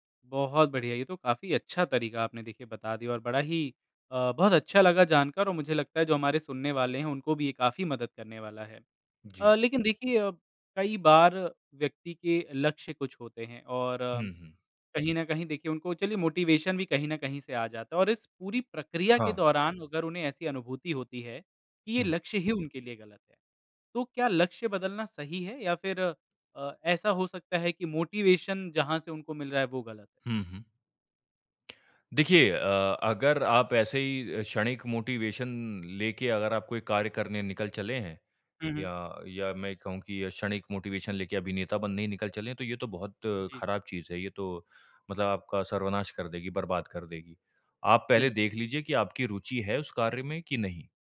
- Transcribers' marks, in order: in English: "मोटिवेशन"; in English: "मोटिवेशन"; in English: "मोटिवेशन"; in English: "मोटिवेशन"
- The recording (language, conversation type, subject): Hindi, podcast, लंबे लक्ष्यों के लिए आप अपनी प्रेरणा बनाए रखने के लिए कौन-कौन से तरीके अपनाते हैं?